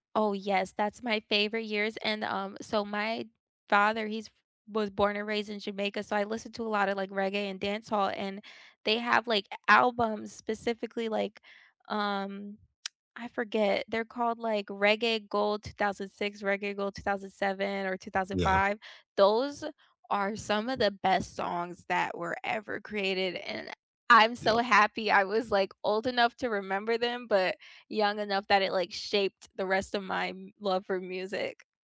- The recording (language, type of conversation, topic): English, unstructured, What live performance moments—whether you were there in person or watching live on screen—gave you chills, and what made them unforgettable?
- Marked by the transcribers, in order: tsk